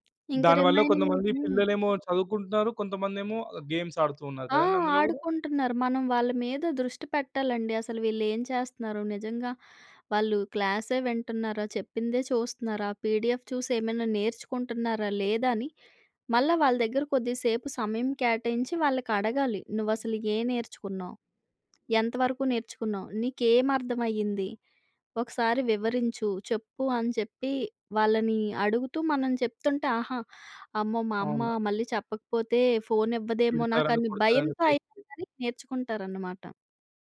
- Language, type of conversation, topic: Telugu, podcast, పిల్లల కోసం ఫోన్ వాడకంపై నియమాలు పెట్టడంలో మీ సలహా ఏమిటి?
- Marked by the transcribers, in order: other background noise; in English: "రిమైనింగ్"; in English: "గేమ్స్"; tapping; in English: "పీడిఎఫ్"